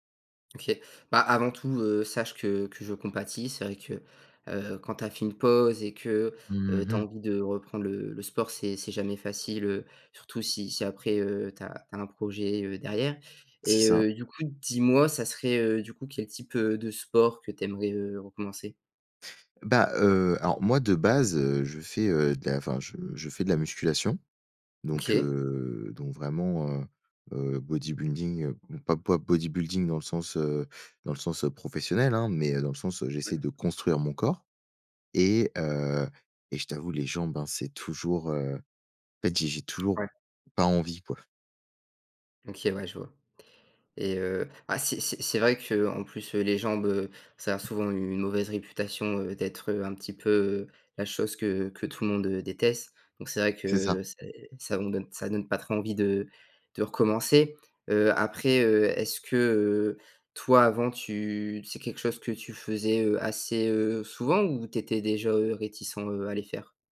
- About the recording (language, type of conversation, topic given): French, advice, Comment reprendre le sport après une longue pause sans risquer de se blesser ?
- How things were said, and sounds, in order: tapping; unintelligible speech